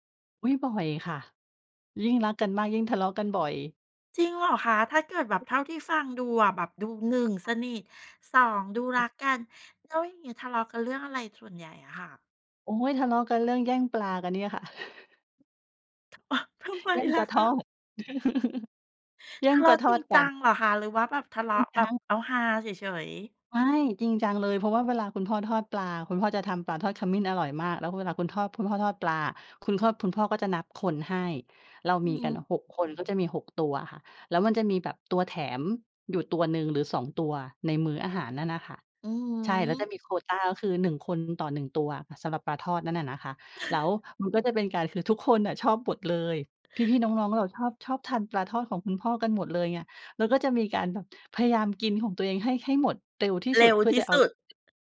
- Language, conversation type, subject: Thai, podcast, ครอบครัวของคุณแสดงความรักต่อคุณอย่างไรตอนคุณยังเป็นเด็ก?
- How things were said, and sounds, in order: other noise; chuckle; chuckle; chuckle